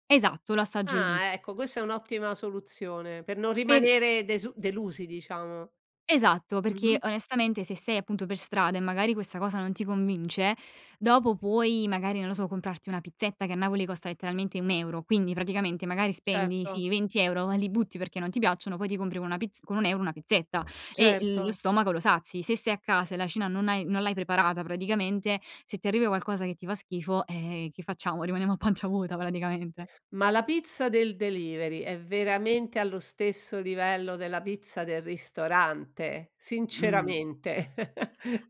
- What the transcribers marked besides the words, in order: in English: "delivery"; other background noise; chuckle
- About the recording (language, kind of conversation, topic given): Italian, podcast, Qual è la tua esperienza con le consegne a domicilio e le app per ordinare cibo?